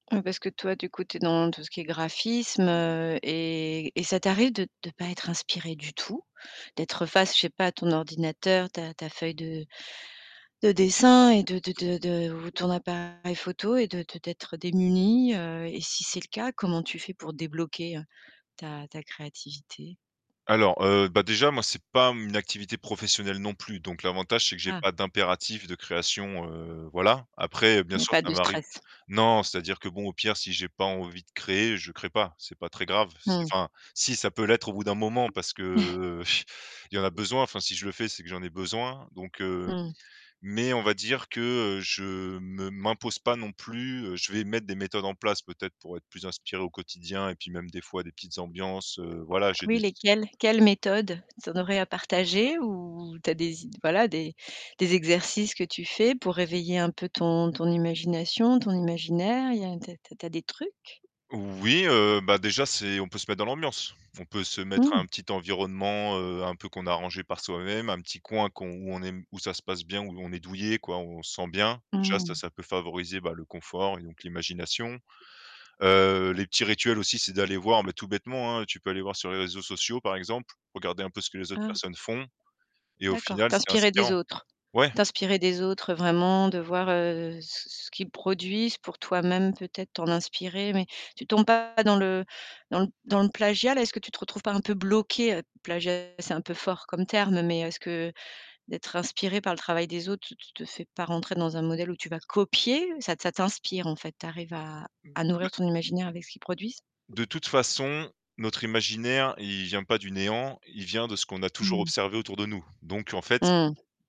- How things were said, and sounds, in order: static; distorted speech; chuckle; drawn out: "heu"; chuckle; tapping; other background noise; stressed: "bloqué"; stressed: "copier"
- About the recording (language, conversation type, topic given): French, podcast, As-tu des petites astuces pour stimuler ta créativité au quotidien ?